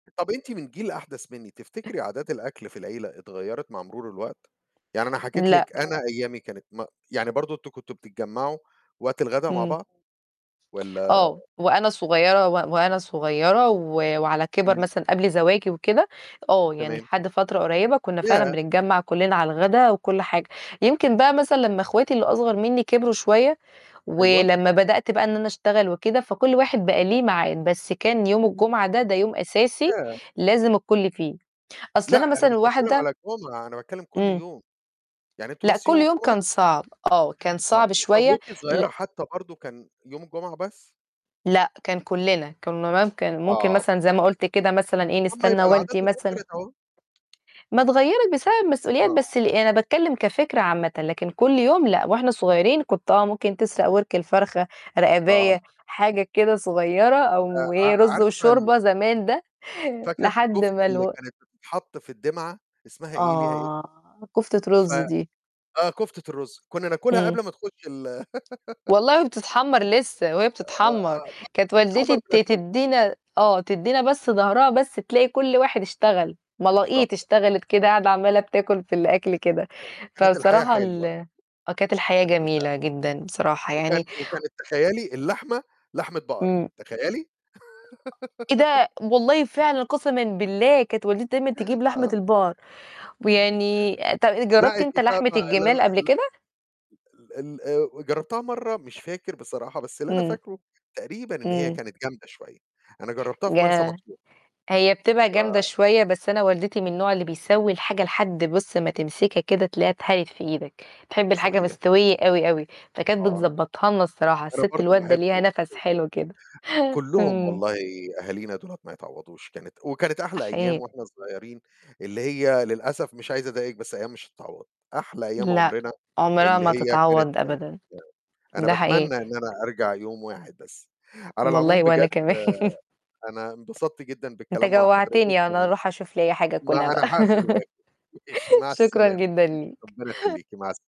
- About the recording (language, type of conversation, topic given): Arabic, unstructured, إيه دور الأكل في لَمّة العيلة؟
- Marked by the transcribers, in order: other noise; unintelligible speech; tapping; other background noise; unintelligible speech; laugh; distorted speech; laugh; unintelligible speech; unintelligible speech; chuckle; laughing while speaking: "كمان"; laugh